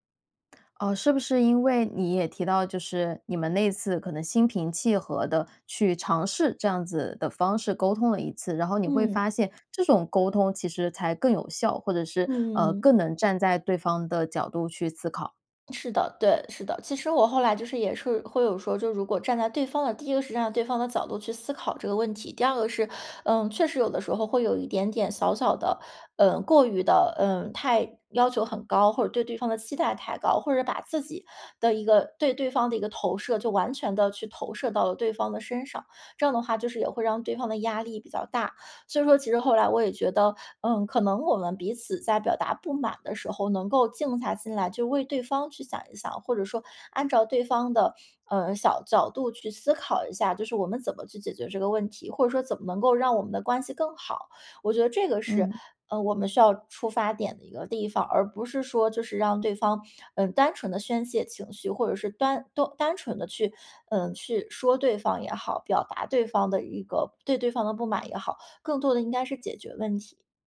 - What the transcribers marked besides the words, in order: other background noise; "单" said as "端"
- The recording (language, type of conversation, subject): Chinese, podcast, 在亲密关系里你怎么表达不满？